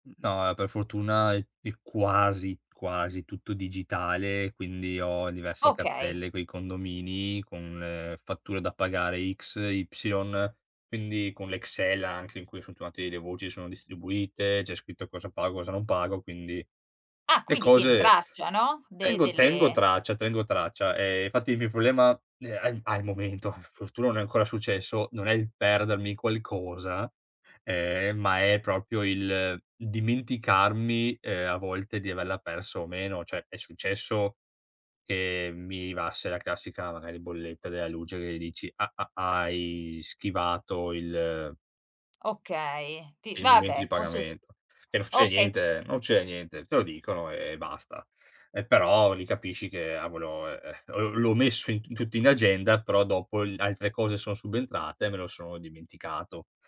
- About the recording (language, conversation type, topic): Italian, advice, Come posso smettere di procrastinare sulle attività importanti usando il blocco del tempo?
- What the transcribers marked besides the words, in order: unintelligible speech; "Cioè" said as "ceh"; "arrivasse" said as "rivasse"